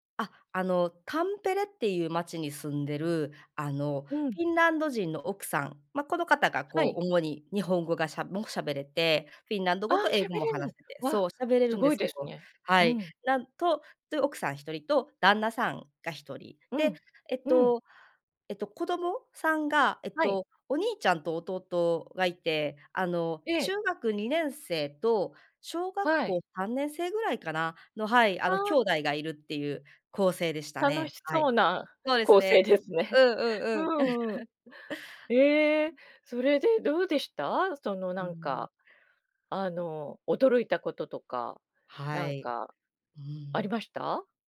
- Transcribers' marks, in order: laugh
- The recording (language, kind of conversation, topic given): Japanese, podcast, 心が温かくなった親切な出会いは、どんな出来事でしたか？